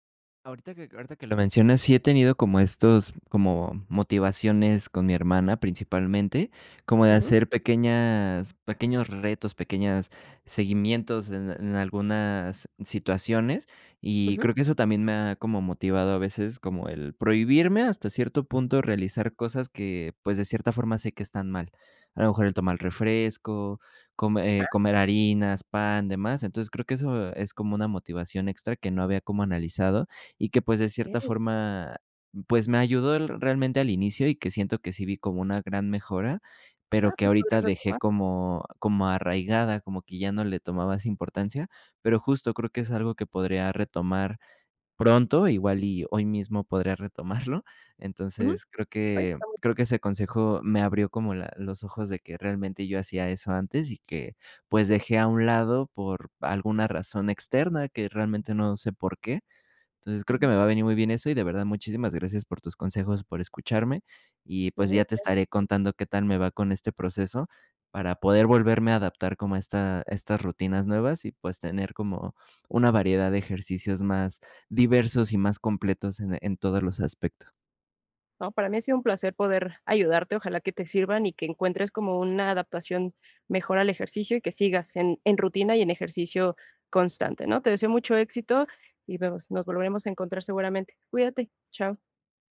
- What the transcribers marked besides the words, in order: unintelligible speech; "adaptación" said as "adaptuación"
- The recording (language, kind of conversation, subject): Spanish, advice, ¿Cómo puedo variar mi rutina de ejercicio para no aburrirme?